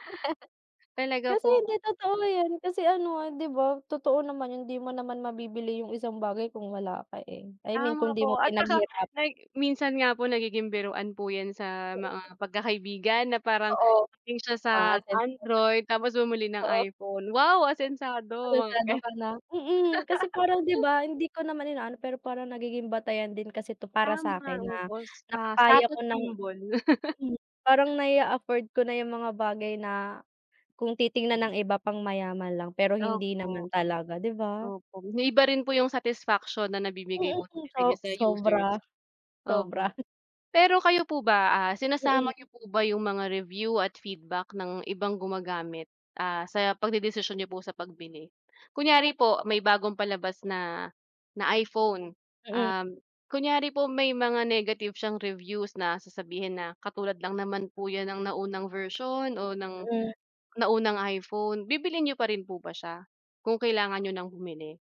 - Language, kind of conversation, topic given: Filipino, unstructured, Anu-ano ang mga salik na isinasaalang-alang mo kapag bumibili ka ng kagamitang elektroniko?
- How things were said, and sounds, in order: chuckle; unintelligible speech; laughing while speaking: "mga gan"; laugh; unintelligible speech; in English: "status symbol"; laugh; chuckle